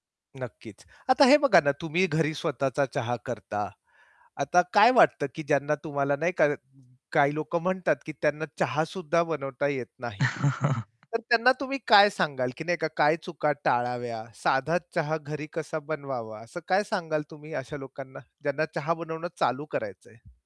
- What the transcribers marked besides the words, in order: tapping; chuckle
- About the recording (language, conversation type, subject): Marathi, podcast, एक कप चहा बनवण्याची तुमची खास पद्धत काय आहे?